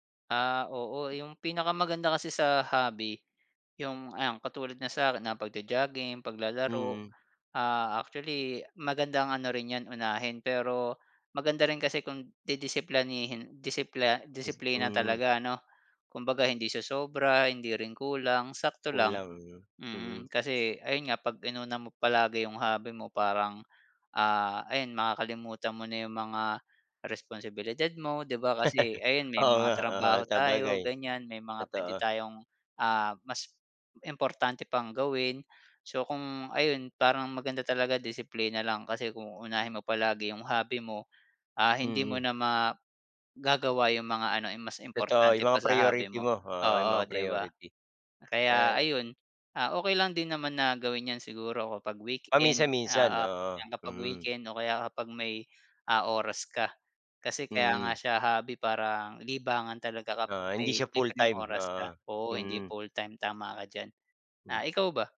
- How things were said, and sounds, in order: laugh
- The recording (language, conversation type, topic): Filipino, unstructured, Paano mo ginagamit ang libangan mo para mas maging masaya?